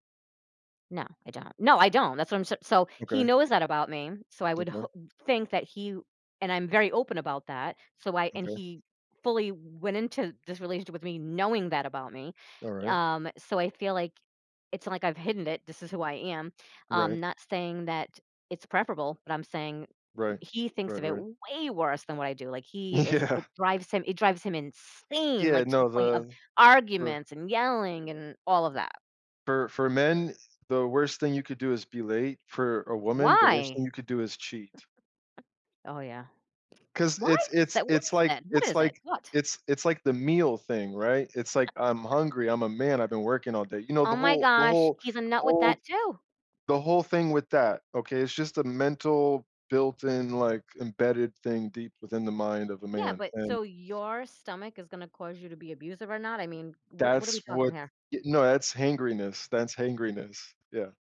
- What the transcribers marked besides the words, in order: stressed: "way"; laughing while speaking: "Yeah"; stressed: "insane"; chuckle; other background noise; laugh; tapping
- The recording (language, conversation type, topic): English, unstructured, How do life experiences shape the way we view romantic relationships?
- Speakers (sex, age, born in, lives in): female, 50-54, United States, United States; male, 35-39, United States, United States